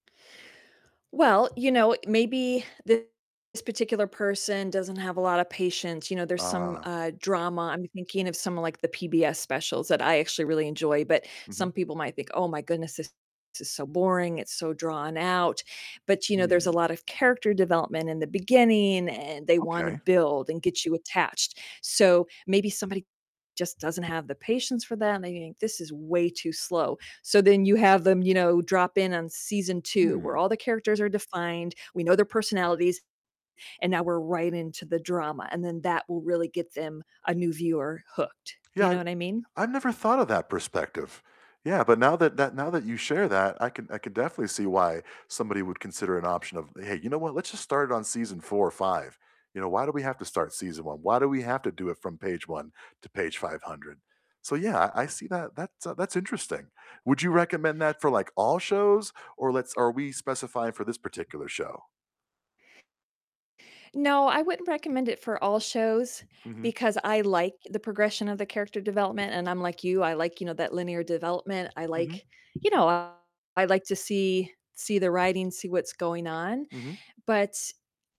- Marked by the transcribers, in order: tapping; distorted speech; static
- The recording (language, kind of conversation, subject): English, unstructured, Which TV shows would you recommend to almost anyone, and what makes them universally appealing?